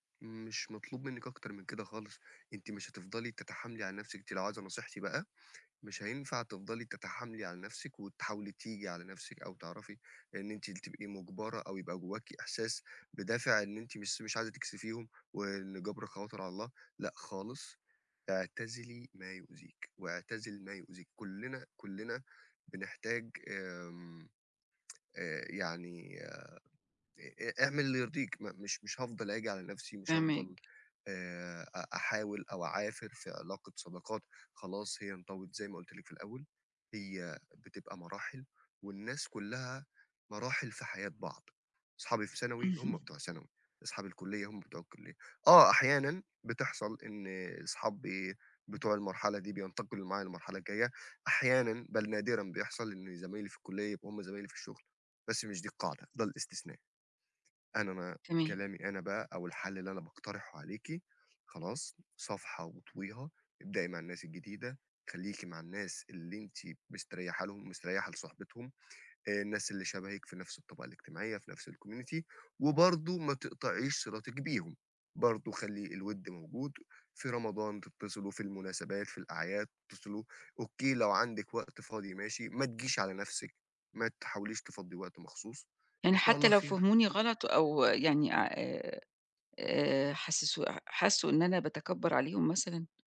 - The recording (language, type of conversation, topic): Arabic, advice, إزاي بتتفكك صداقاتك القديمة بسبب اختلاف القيم أو أولويات الحياة؟
- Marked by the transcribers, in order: tsk; tapping; in English: "الcommunity"